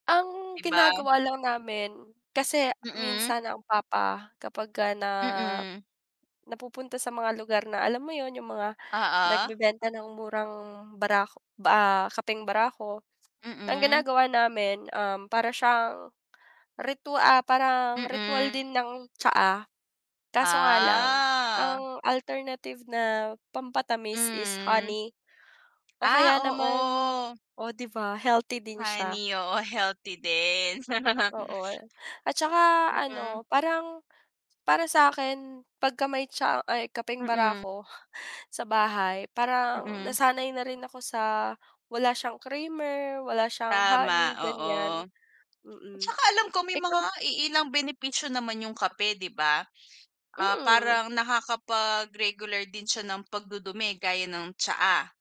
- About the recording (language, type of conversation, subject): Filipino, unstructured, Paano mo sinisimulan ang araw mo araw-araw?
- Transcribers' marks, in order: static; other background noise; tapping; tsk; distorted speech; drawn out: "Ah"; snort